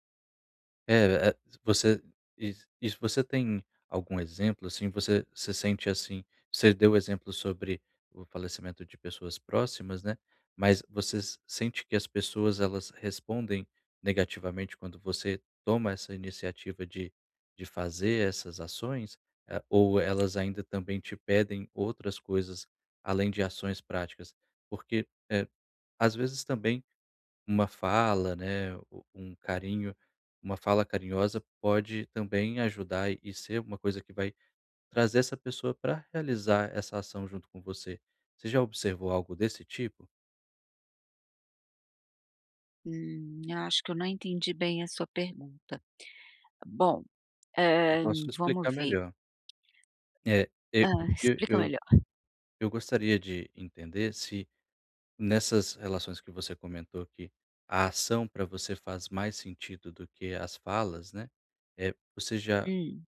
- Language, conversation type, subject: Portuguese, advice, Como posso oferecer suporte emocional ao meu parceiro sem tentar resolver todos os problemas por ele?
- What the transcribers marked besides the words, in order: tapping